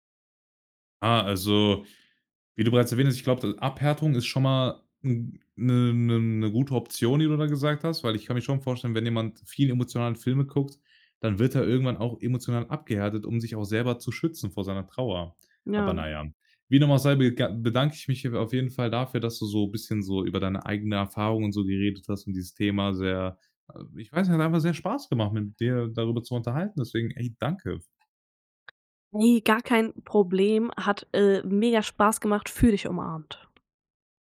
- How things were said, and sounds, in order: tapping
- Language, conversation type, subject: German, podcast, Was macht einen Film wirklich emotional?